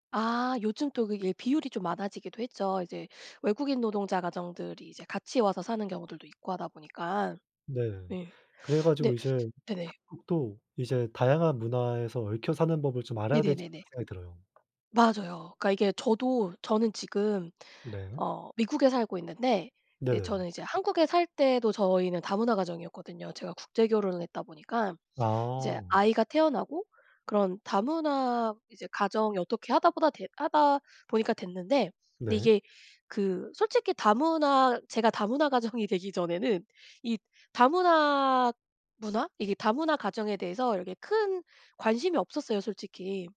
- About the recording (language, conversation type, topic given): Korean, unstructured, 다양한 문화가 공존하는 사회에서 가장 큰 도전은 무엇일까요?
- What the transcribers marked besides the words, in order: other background noise